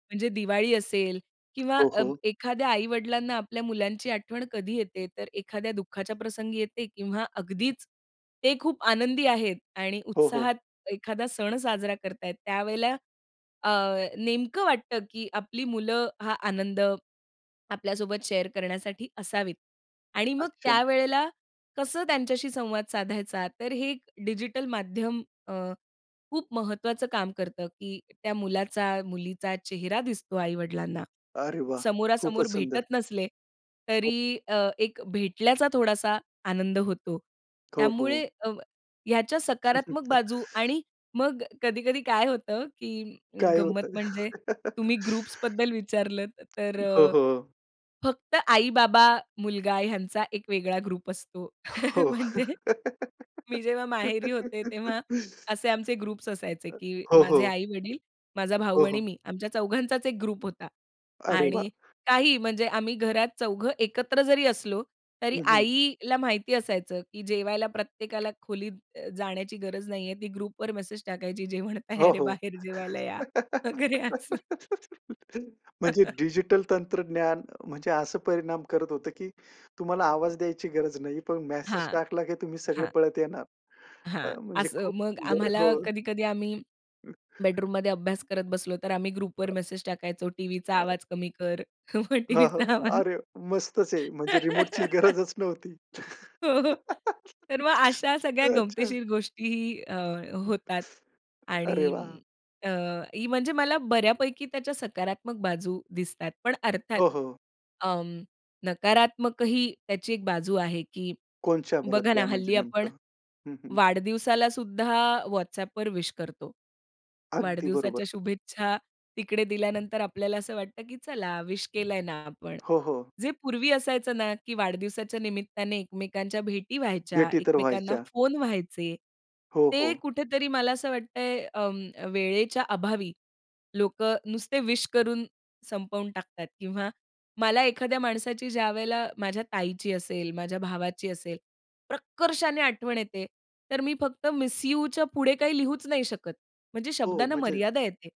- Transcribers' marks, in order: tapping; in English: "शेअर"; unintelligible speech; chuckle; laughing while speaking: "काय होतं?"; in English: "ग्रुप्सबद्दल"; laugh; in English: "ग्रुप"; laughing while speaking: "म्हणजे"; laugh; chuckle; in English: "ग्रुप्स"; in English: "ग्रुपवर"; laugh; laughing while speaking: "वगैरे असं"; chuckle; chuckle; laughing while speaking: "हां, हां. अरे, मस्तच आहे. म्हणजे रिमोटची गरजच नव्हती. अच्छा"; laughing while speaking: "मग टीव्हीचा आवाज"; laugh; laughing while speaking: "हो, तर मग अशा सगळ्या गमतीशीर गोष्टीही अ, होतात"; chuckle; other background noise; "कोणत्या" said as "कोणच्या"; in English: "विश"; in English: "विश"; in English: "विश"; stressed: "प्रकर्षाने"; in English: "मिस यूच्या"
- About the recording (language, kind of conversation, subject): Marathi, podcast, डिजिटल तंत्रज्ञानाने नात्यांवर कसा परिणाम केला आहे?